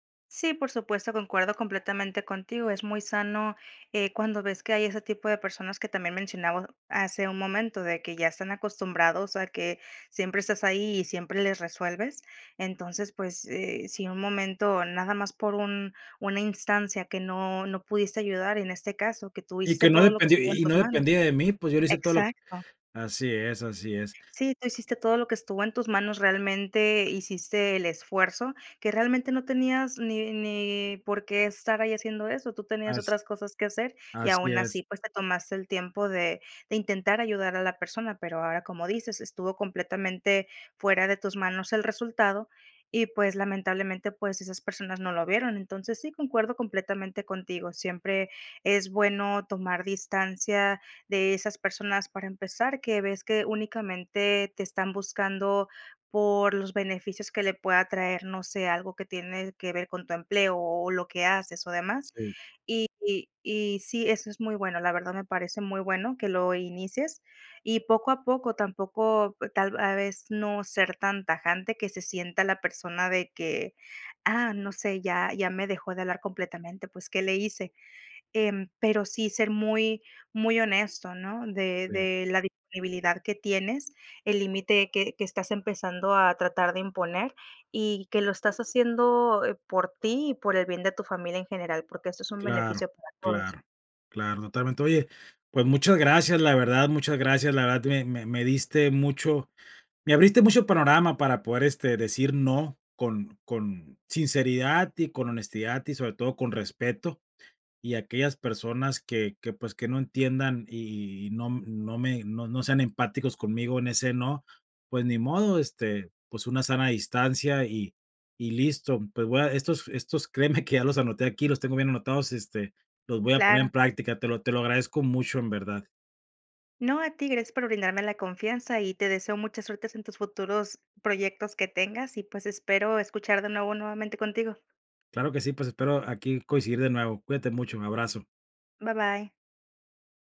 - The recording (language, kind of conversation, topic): Spanish, advice, ¿En qué situaciones te cuesta decir "no" y poner límites personales?
- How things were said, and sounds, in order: unintelligible speech